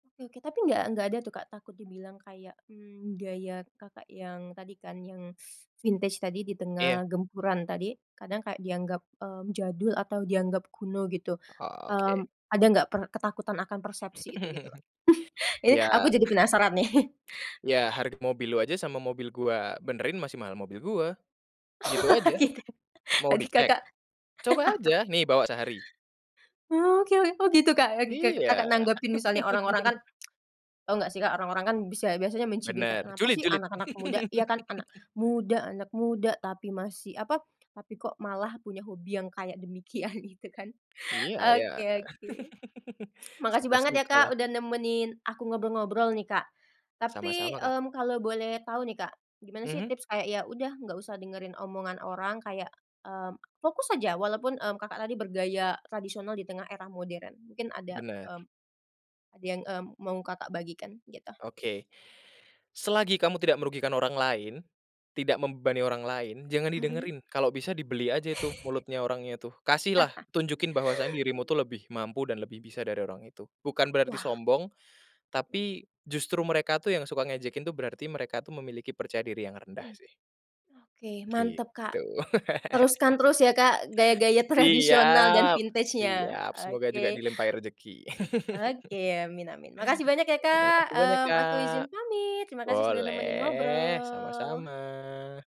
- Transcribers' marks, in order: teeth sucking; in English: "vintage"; chuckle; unintelligible speech; chuckle; laughing while speaking: "Wah, gitu"; laugh; chuckle; lip smack; chuckle; laughing while speaking: "demikian, gitu kan"; chuckle; other background noise; chuckle; chuckle; laughing while speaking: "tradisional"; in English: "vintage-nya"; chuckle; tapping; drawn out: "Boleh"; drawn out: "ngobrol"
- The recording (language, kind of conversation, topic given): Indonesian, podcast, Bagaimana orang biasanya memadukan gaya modern dan tradisional saat ini?